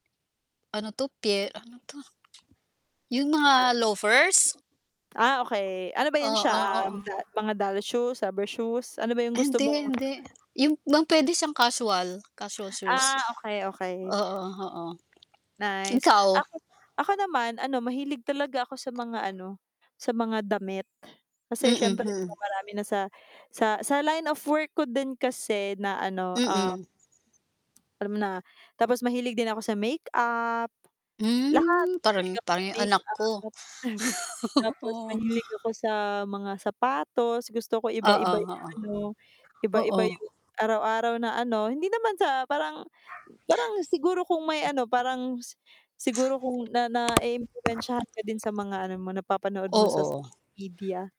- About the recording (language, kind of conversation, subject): Filipino, unstructured, Paano mo pinaplano ang paggamit ng pera mo sa araw-araw?
- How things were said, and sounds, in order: static; tsk; other background noise; distorted speech; dog barking; tapping; chuckle; laugh